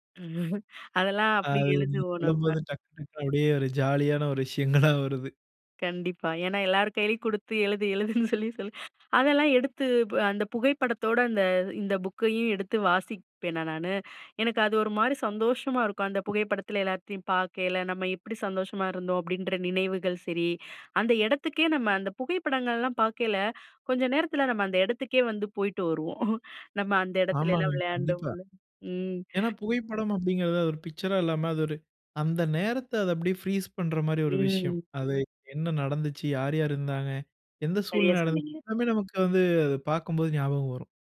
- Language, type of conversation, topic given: Tamil, podcast, பழைய புகைப்படங்களைப் பார்த்தால் உங்களுக்கு என்ன மாதிரியான உணர்வுகள் வரும்?
- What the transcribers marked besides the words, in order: chuckle; laughing while speaking: "அது நீங்க சொல்லும்போது டக்கு டக்குனு அப்படியே ஒரு ஜாலி யான ஒரு விஷயங்களா வருது"; laughing while speaking: "ஏன்னா எல்லார் கையிலயும் குடுத்து எழுது … அந்த இடத்துலலாம் விளையாண்டோம்ல"; in English: "பிக்சர்‌ரா"; in English: "ப்ரீஸ்"